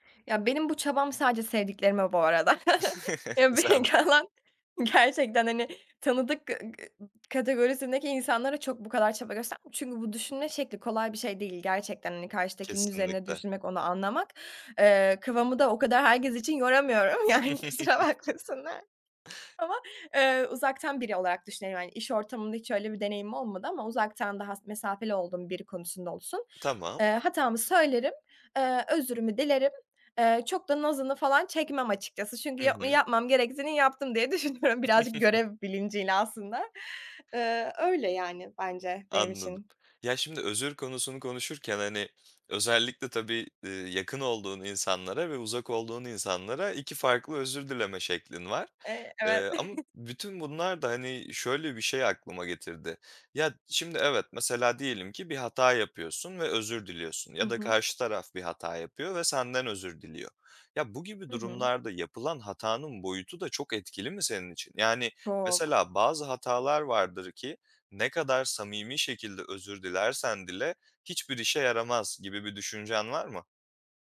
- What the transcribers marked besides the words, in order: chuckle; laughing while speaking: "Güzelmiş"; chuckle; unintelligible speech; laughing while speaking: "gerçekten"; unintelligible speech; laughing while speaking: "yoramıyorum yani kusura bakmasınlar ama"; chuckle; laughing while speaking: "düşünüyorum"; giggle; chuckle
- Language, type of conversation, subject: Turkish, podcast, Birine içtenlikle nasıl özür dilersin?